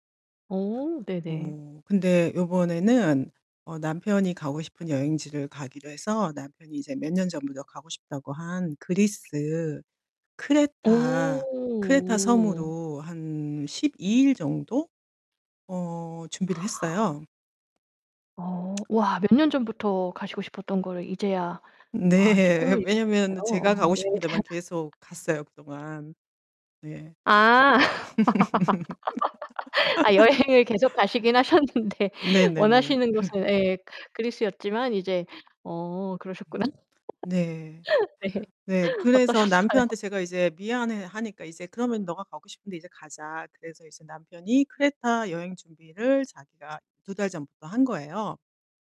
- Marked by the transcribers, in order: other background noise; laughing while speaking: "네"; distorted speech; laugh; laughing while speaking: "아 여행을 계속 가시긴 하셨는데"; laugh; laugh; laugh; laughing while speaking: "어떠셨어요?"
- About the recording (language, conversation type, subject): Korean, podcast, 가장 기억에 남는 여행 경험은 무엇인가요?